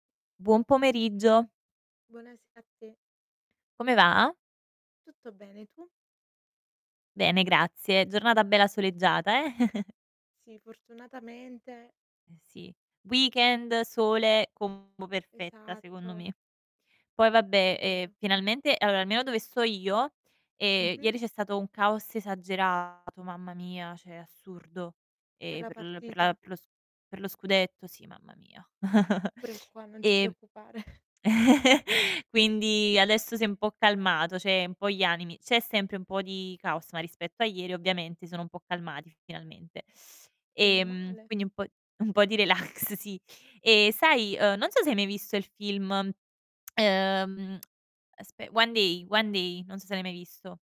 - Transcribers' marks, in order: distorted speech; chuckle; in English: "Weekend"; other background noise; "cioè" said as "ceh"; chuckle; laughing while speaking: "preoccupare"; "cioè" said as "ceh"; laughing while speaking: "relax"; lip smack
- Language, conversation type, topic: Italian, unstructured, Come si costruisce la fiducia tra due persone?